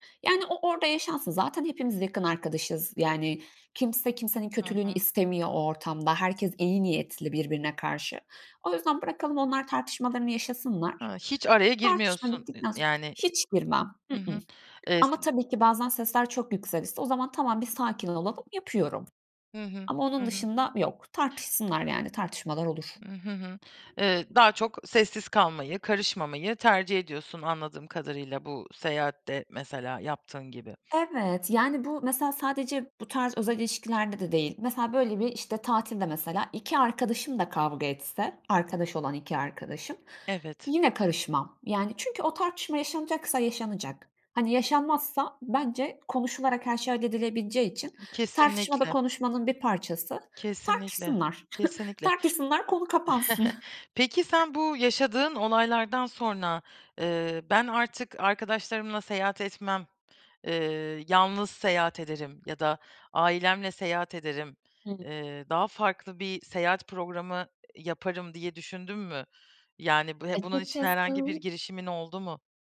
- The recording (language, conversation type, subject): Turkish, podcast, Ailenle mi, arkadaşlarınla mı yoksa yalnız mı seyahat etmeyi tercih edersin?
- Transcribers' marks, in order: tapping; other background noise; chuckle